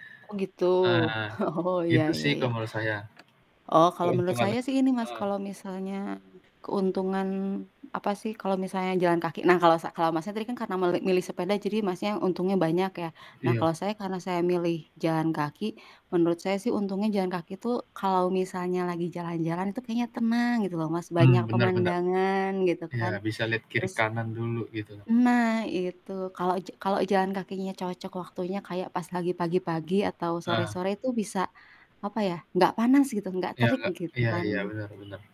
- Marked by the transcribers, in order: static; laughing while speaking: "oh"; tapping; distorted speech
- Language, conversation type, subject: Indonesian, unstructured, Apa yang membuat Anda lebih memilih bersepeda daripada berjalan kaki?